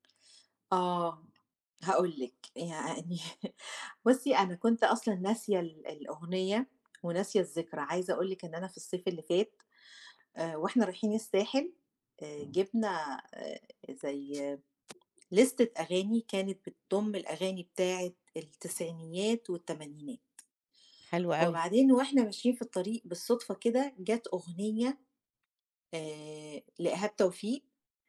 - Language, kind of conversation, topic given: Arabic, podcast, فيه أغنية بتودّيك فورًا لذكرى معيّنة؟
- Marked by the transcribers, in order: tapping; laughing while speaking: "يعني"; other background noise; in English: "لِستة"